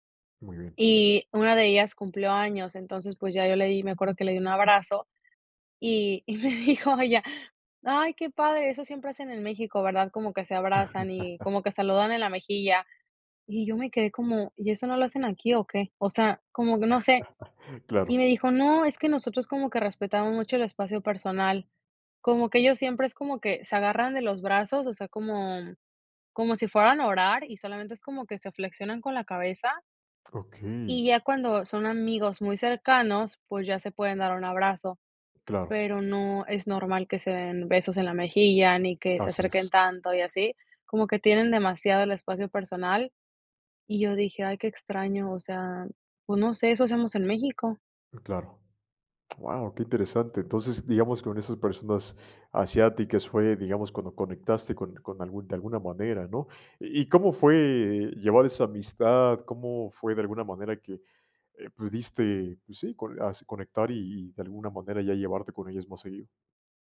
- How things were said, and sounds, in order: laughing while speaking: "me dijo ella"; laugh; chuckle; tapping
- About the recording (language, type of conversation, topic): Spanish, podcast, ¿Cómo rompes el hielo con desconocidos que podrían convertirse en amigos?
- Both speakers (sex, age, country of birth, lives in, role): female, 30-34, Mexico, United States, guest; male, 25-29, Mexico, Mexico, host